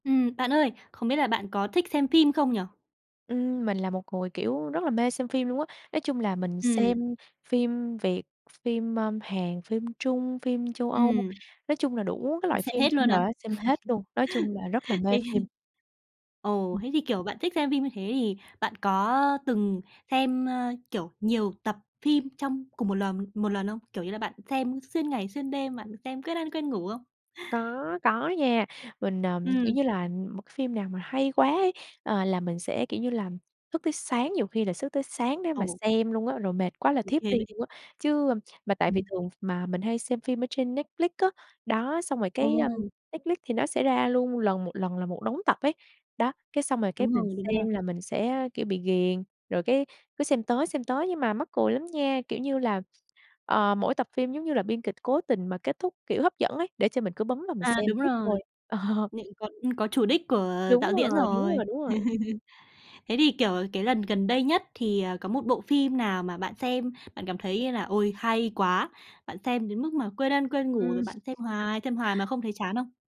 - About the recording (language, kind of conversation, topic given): Vietnamese, podcast, Bạn từng cày bộ phim bộ nào đến mức mê mệt, và vì sao?
- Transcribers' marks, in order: tapping; chuckle; laughing while speaking: "Thế thì"; laughing while speaking: "Ờ"; chuckle; other background noise